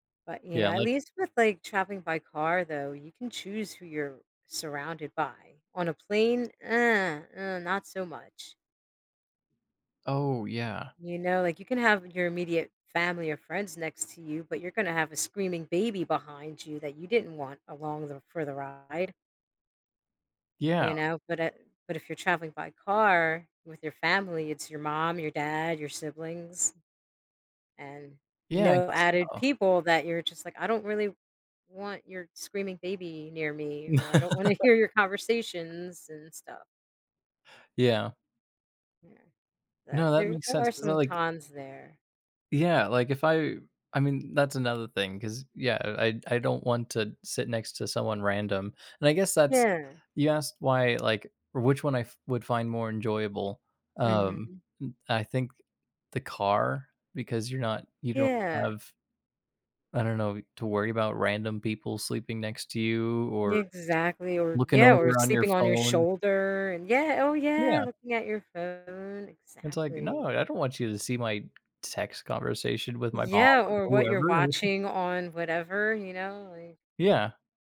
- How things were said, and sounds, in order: laugh; other background noise; laughing while speaking: "hear"; chuckle
- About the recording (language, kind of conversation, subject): English, unstructured, How do you decide which mode of travel is best for different types of trips?
- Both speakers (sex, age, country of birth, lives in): female, 40-44, United States, United States; male, 25-29, United States, United States